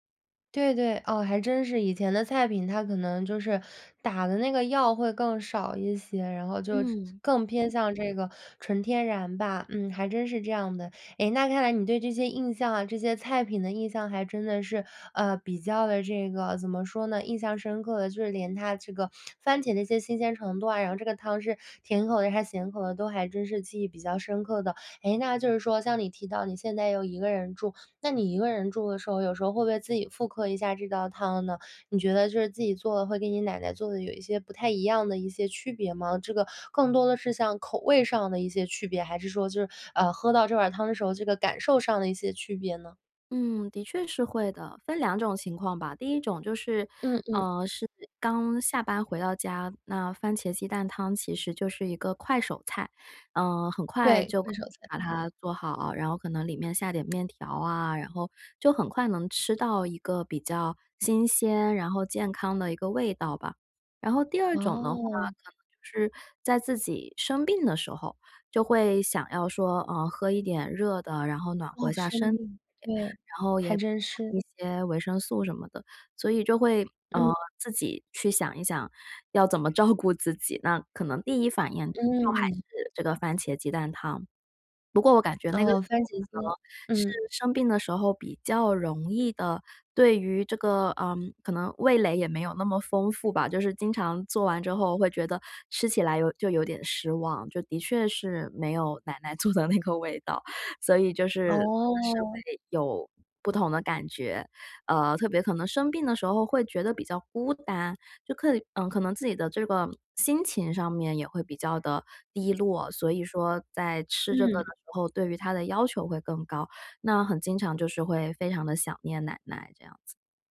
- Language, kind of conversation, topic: Chinese, podcast, 有没有一碗汤能让你瞬间觉得安心？
- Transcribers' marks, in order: other background noise; laughing while speaking: "照顾"; laughing while speaking: "做的"